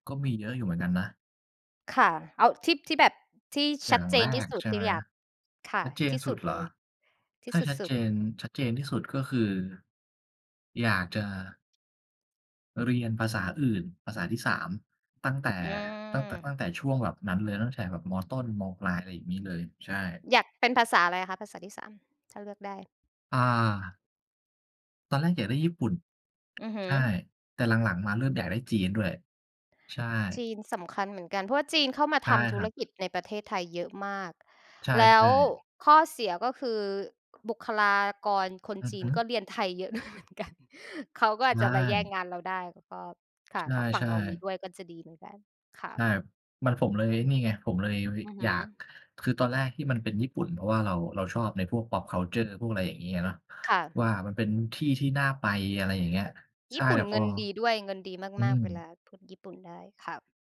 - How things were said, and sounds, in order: tapping; laughing while speaking: "ด้วยเหมือนกัน"; other background noise; in English: "pop culture"
- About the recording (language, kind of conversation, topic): Thai, unstructured, คุณอยากสอนตัวเองเมื่อสิบปีที่แล้วเรื่องอะไร?